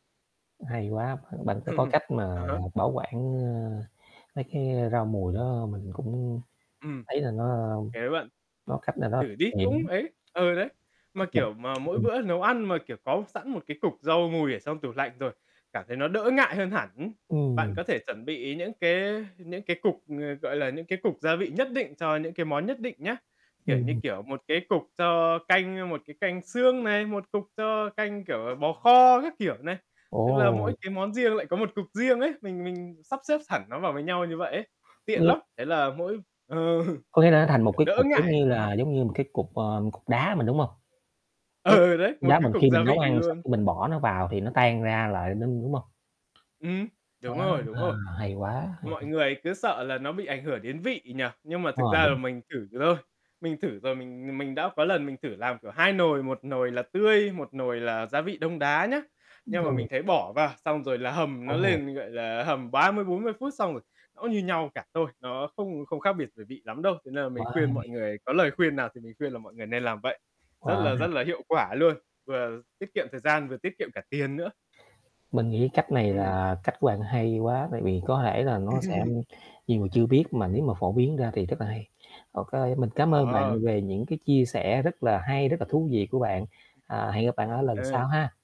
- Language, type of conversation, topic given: Vietnamese, podcast, Làm sao để nấu ăn ngon mà không tốn nhiều tiền?
- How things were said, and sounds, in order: static; chuckle; unintelligible speech; tapping; unintelligible speech; unintelligible speech; laughing while speaking: "ờ"; unintelligible speech; unintelligible speech; laugh; other background noise